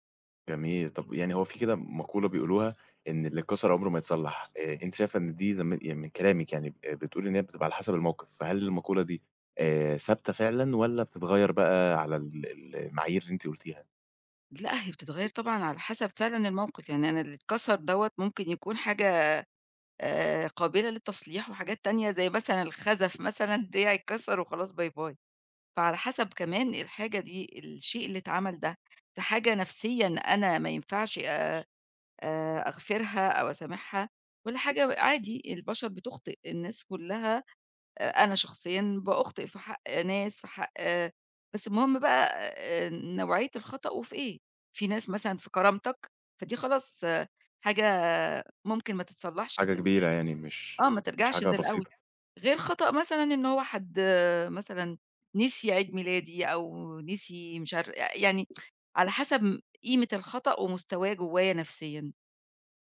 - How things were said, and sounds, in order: tsk
- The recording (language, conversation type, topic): Arabic, podcast, إيه الطرق البسيطة لإعادة بناء الثقة بعد ما يحصل خطأ؟